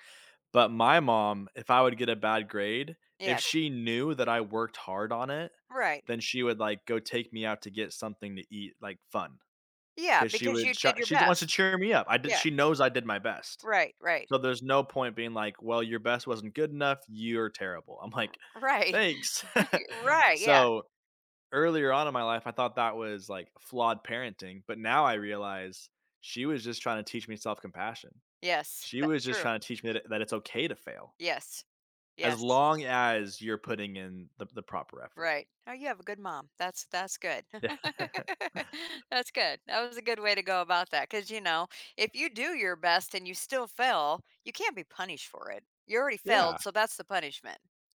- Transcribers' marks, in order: other background noise; laughing while speaking: "right, y"; chuckle; laughing while speaking: "Yeah"; laugh; tapping
- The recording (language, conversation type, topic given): English, unstructured, How can changing our view of failure help us grow and reach our goals?
- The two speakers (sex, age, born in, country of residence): female, 55-59, United States, United States; male, 20-24, United States, United States